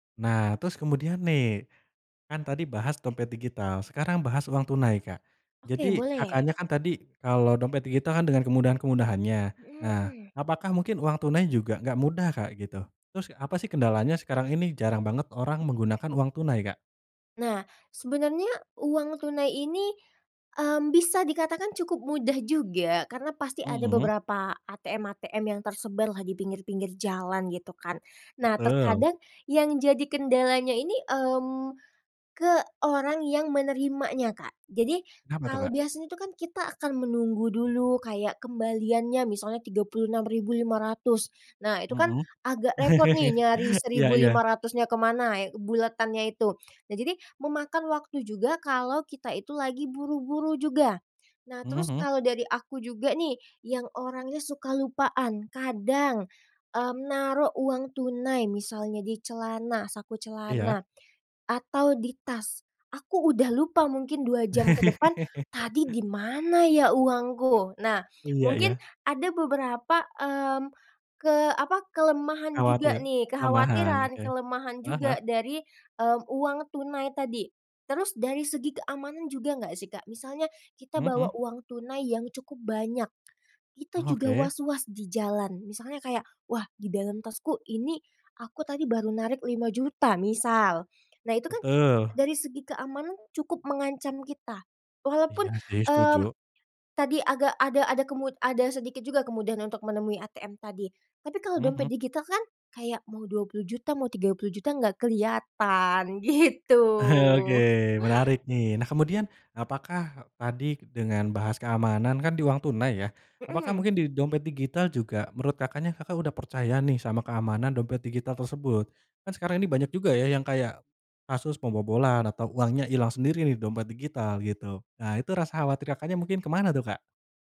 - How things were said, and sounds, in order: chuckle; laugh; other background noise; laughing while speaking: "Oke"; laughing while speaking: "gitu"; tapping
- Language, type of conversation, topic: Indonesian, podcast, Apa pendapatmu soal dompet digital dibandingkan uang tunai?